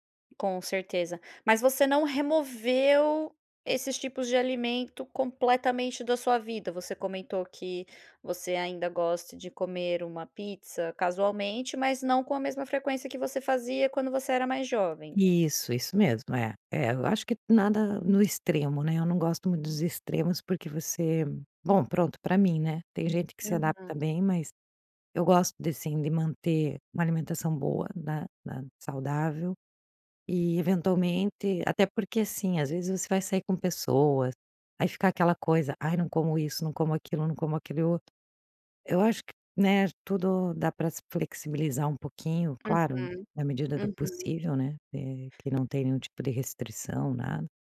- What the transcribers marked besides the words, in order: tapping
- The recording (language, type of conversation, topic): Portuguese, podcast, Como a comida da sua infância marcou quem você é?